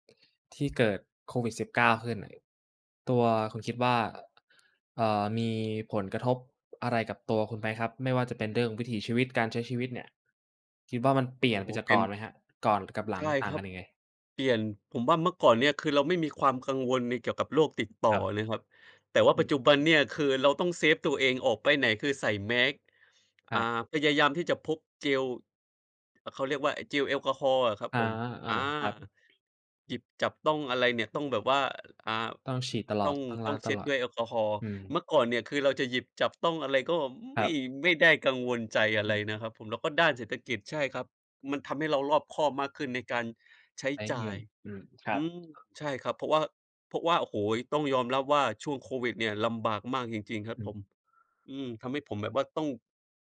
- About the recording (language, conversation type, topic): Thai, unstructured, โควิด-19 เปลี่ยนแปลงโลกของเราไปมากแค่ไหน?
- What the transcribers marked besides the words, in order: other noise